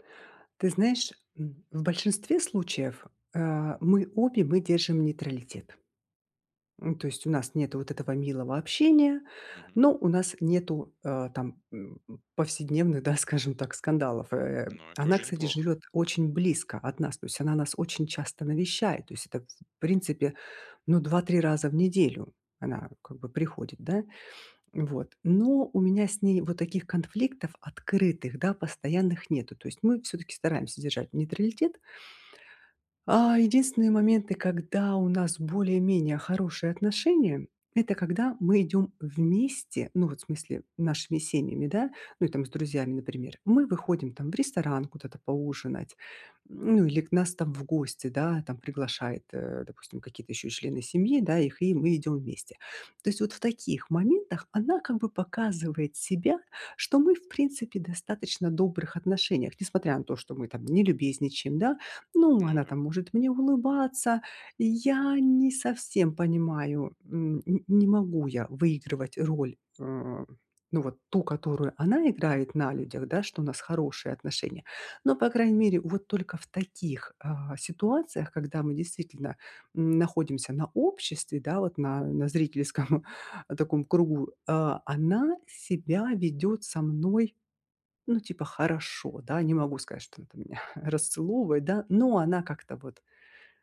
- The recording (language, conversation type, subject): Russian, advice, Как сохранить хорошие отношения, если у нас разные жизненные взгляды?
- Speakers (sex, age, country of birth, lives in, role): female, 40-44, Russia, Italy, user; male, 20-24, Russia, Germany, advisor
- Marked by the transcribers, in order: tapping; grunt; other background noise; chuckle